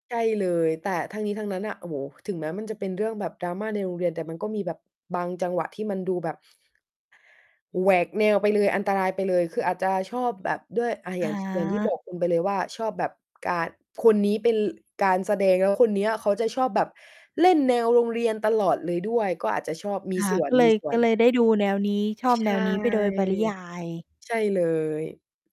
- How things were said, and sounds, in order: tapping; distorted speech; other background noise
- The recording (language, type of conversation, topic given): Thai, podcast, คุณชอบซีรีส์แนวไหนที่สุด และเพราะอะไร?